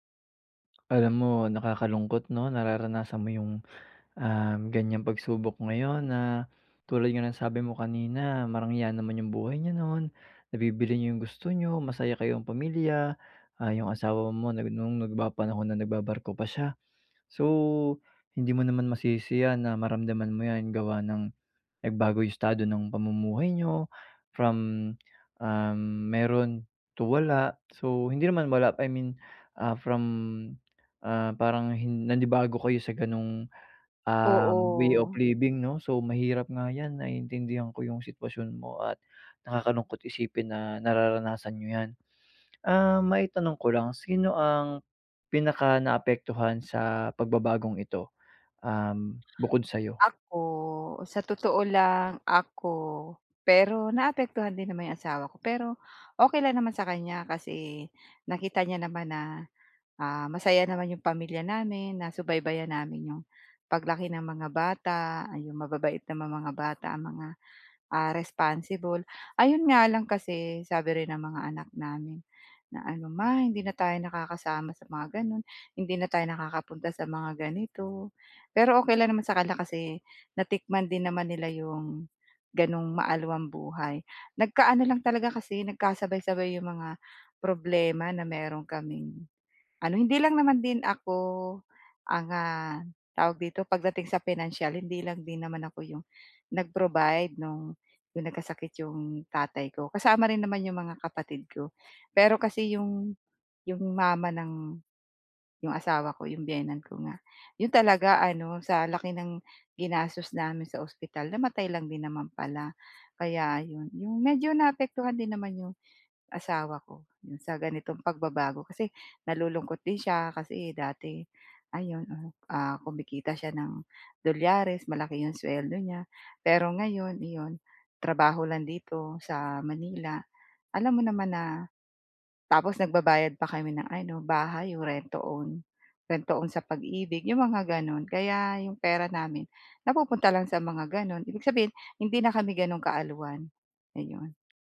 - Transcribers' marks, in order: in English: "way of living"; other background noise; in English: "rent to own. Rent to own"
- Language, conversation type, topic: Filipino, advice, Paano ko haharapin ang damdamin ko kapag nagbago ang aking katayuan?